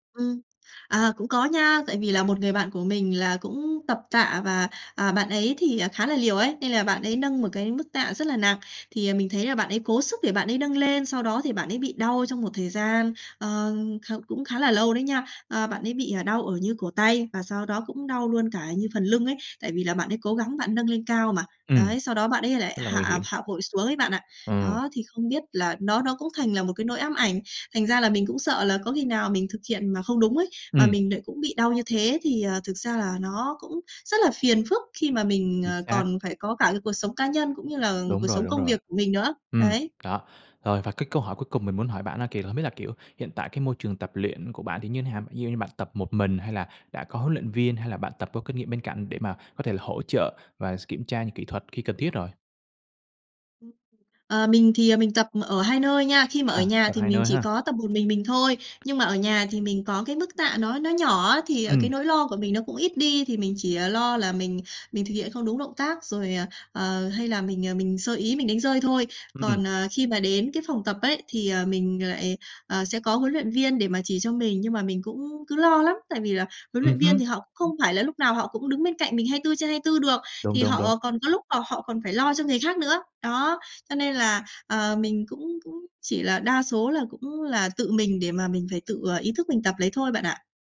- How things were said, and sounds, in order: tapping; other noise; other background noise
- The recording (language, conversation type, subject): Vietnamese, advice, Bạn lo lắng thế nào về nguy cơ chấn thương khi nâng tạ hoặc tập nặng?